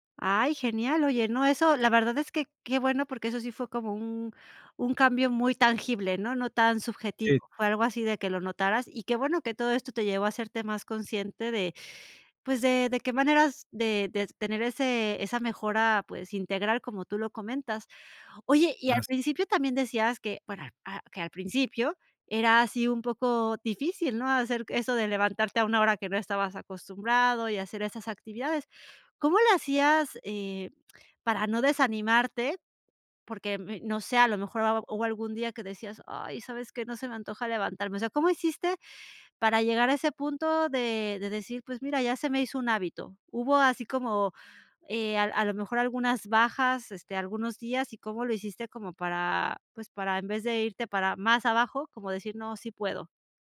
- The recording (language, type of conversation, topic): Spanish, podcast, ¿Qué hábito diario tiene más impacto en tu bienestar?
- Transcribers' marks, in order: tapping; other noise